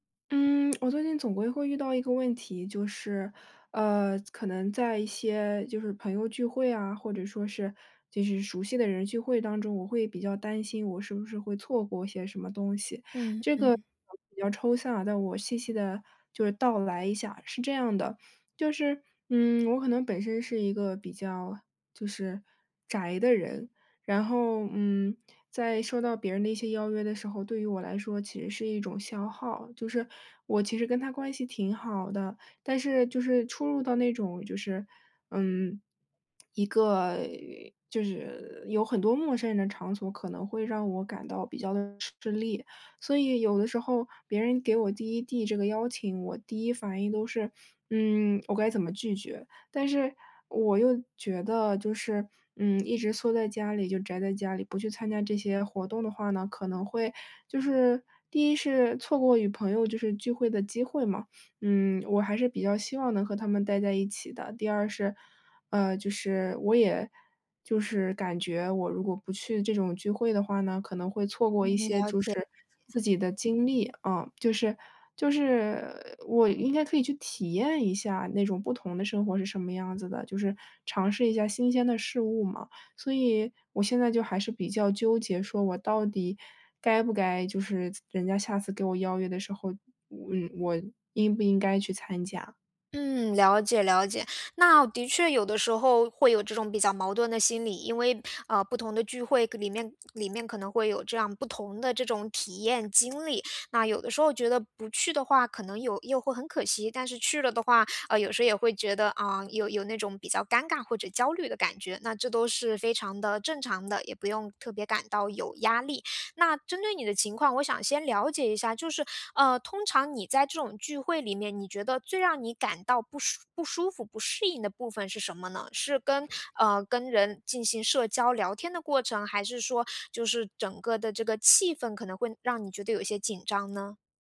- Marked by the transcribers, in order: other background noise
- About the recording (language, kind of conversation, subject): Chinese, advice, 我总是担心错过别人的聚会并忍不住与人比较，该怎么办？